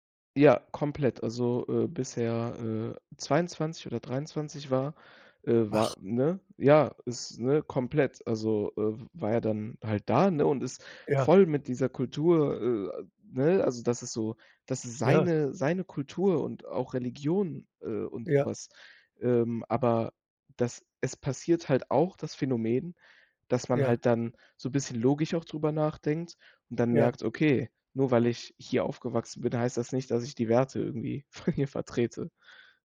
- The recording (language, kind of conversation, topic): German, podcast, Hast du dich schon einmal kulturell fehl am Platz gefühlt?
- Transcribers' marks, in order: laughing while speaking: "von"